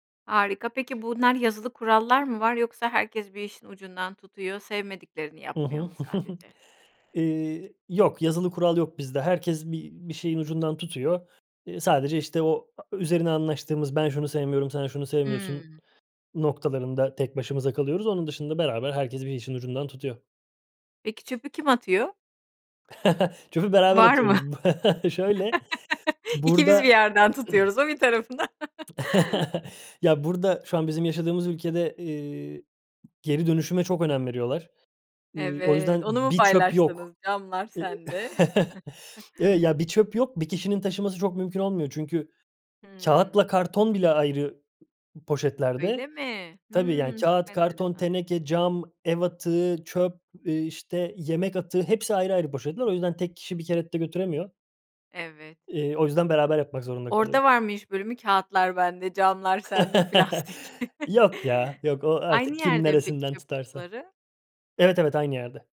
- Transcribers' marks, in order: other background noise; giggle; tapping; chuckle; laugh; chuckle; throat clearing; chuckle; laugh; stressed: "bir çöp"; chuckle; chuckle; "kere" said as "keret"; laugh; laughing while speaking: "plastik"
- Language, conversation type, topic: Turkish, podcast, Ev işlerindeki iş bölümünü evinizde nasıl yapıyorsunuz?
- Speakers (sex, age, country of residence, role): female, 40-44, Spain, host; male, 30-34, Sweden, guest